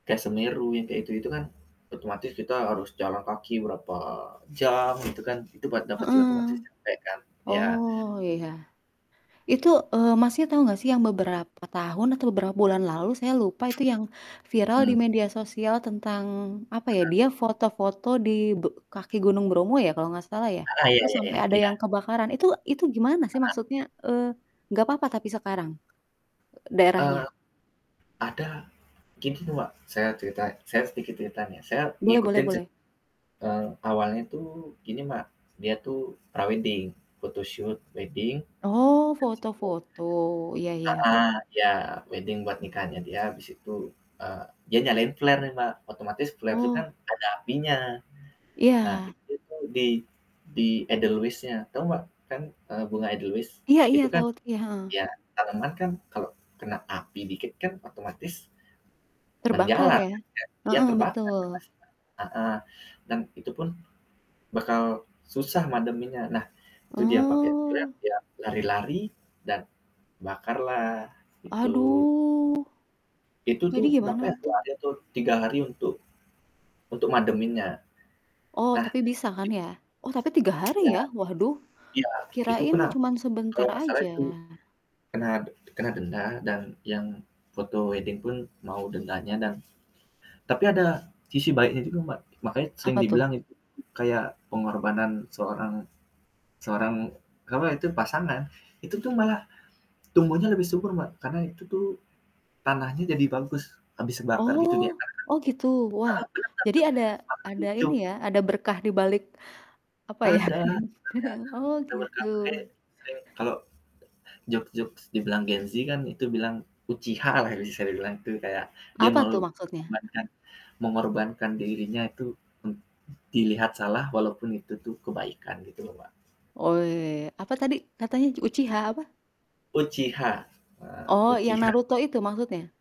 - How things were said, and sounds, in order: static; other background noise; mechanical hum; distorted speech; in English: "prewedding, photoshoot wedding"; in English: "wedding"; in English: "flare"; in English: "flare"; in English: "flare, dia"; drawn out: "Aduh"; in English: "wedding"; unintelligible speech; unintelligible speech; chuckle; in English: "jokes-jokes"
- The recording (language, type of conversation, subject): Indonesian, unstructured, Anda lebih memilih liburan ke pantai atau ke pegunungan?